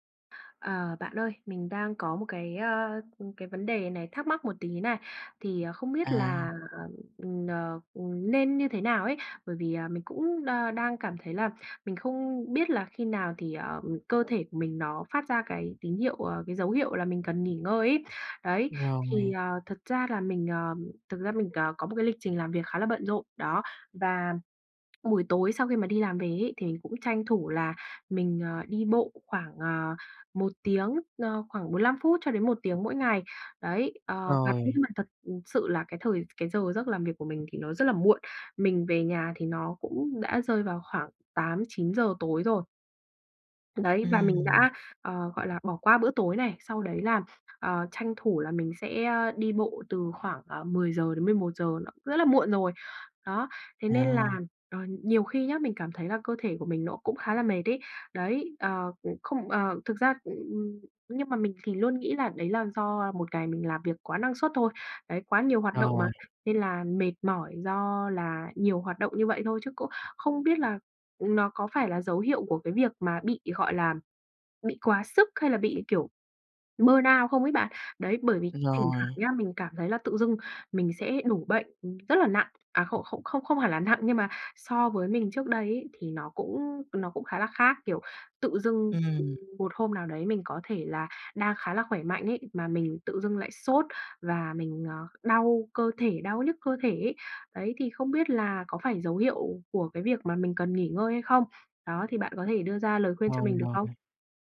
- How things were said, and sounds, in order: tapping; in English: "burn out"; alarm
- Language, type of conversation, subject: Vietnamese, advice, Khi nào tôi cần nghỉ tập nếu cơ thể có dấu hiệu mệt mỏi?